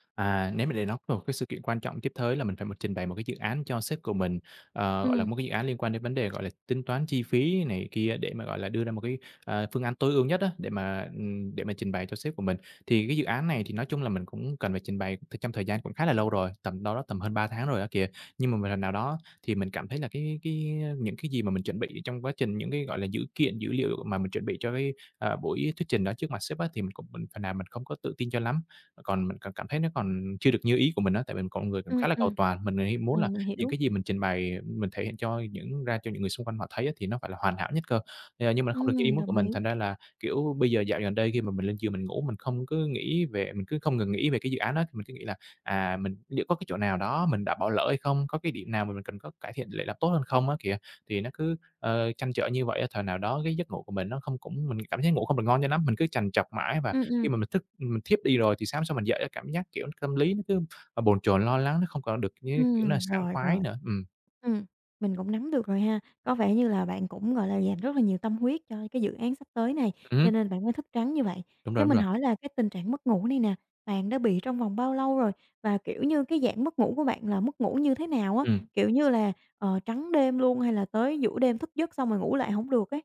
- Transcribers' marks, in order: "tới" said as "thới"; other background noise; tapping
- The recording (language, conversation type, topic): Vietnamese, advice, Làm thế nào để đối phó với việc thức trắng vì lo lắng trước một sự kiện quan trọng?